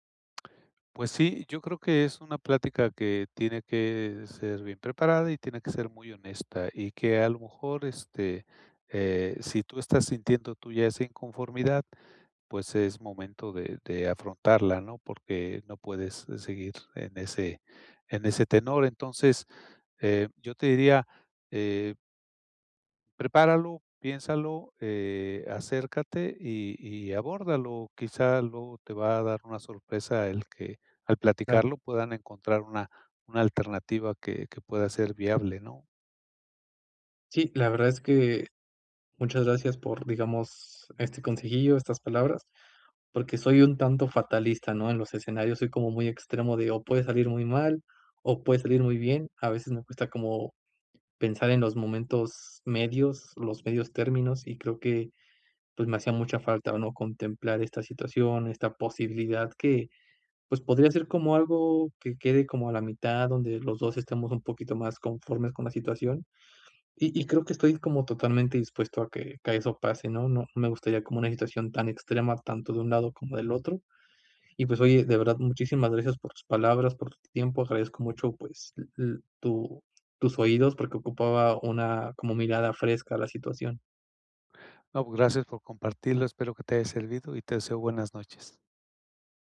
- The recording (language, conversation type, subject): Spanish, advice, ¿Cómo puedo comunicar lo que necesito sin sentir vergüenza?
- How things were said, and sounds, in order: none